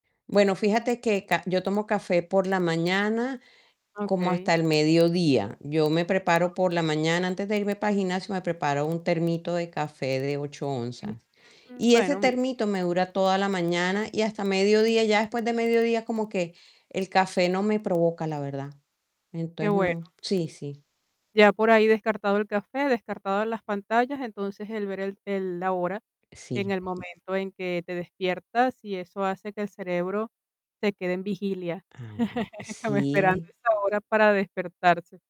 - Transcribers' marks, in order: static; distorted speech; tapping; chuckle
- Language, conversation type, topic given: Spanish, advice, ¿Cómo puedo mejorar la duración y la calidad de mi sueño?